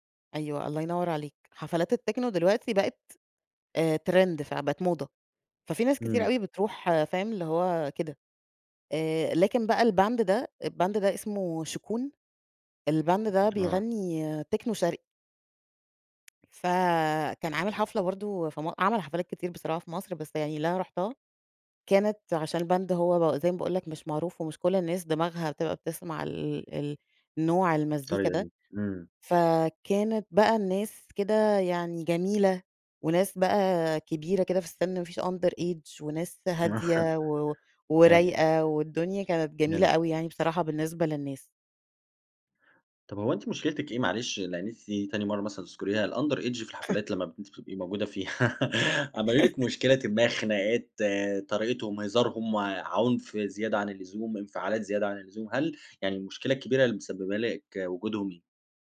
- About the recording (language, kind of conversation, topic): Arabic, podcast, إيه أكتر حاجة بتخلي الحفلة مميزة بالنسبالك؟
- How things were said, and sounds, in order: in English: "ترند"; in English: "الباند"; in English: "الباند"; in English: "الباند"; tapping; in English: "الباند"; in English: "underage"; chuckle; unintelligible speech; laugh; in English: "الunderage"; laugh; laughing while speaking: "فيها"; laugh